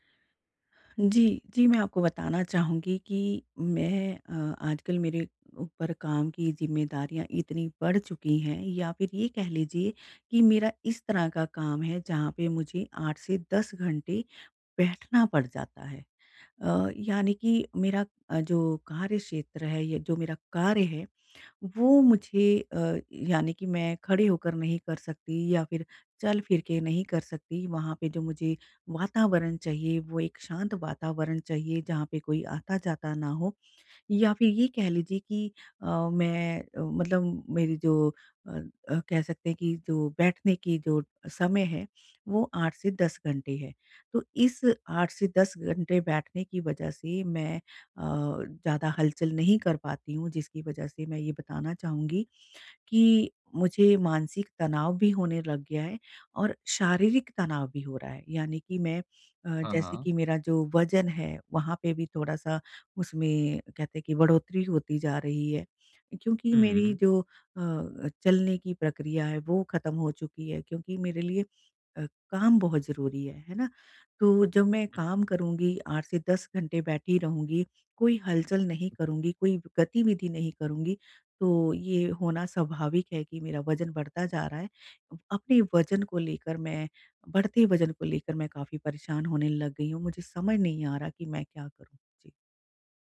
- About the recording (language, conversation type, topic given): Hindi, advice, मैं लंबे समय तक बैठा रहता हूँ—मैं अपनी रोज़मर्रा की दिनचर्या में गतिविधि कैसे बढ़ाऊँ?
- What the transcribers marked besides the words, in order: none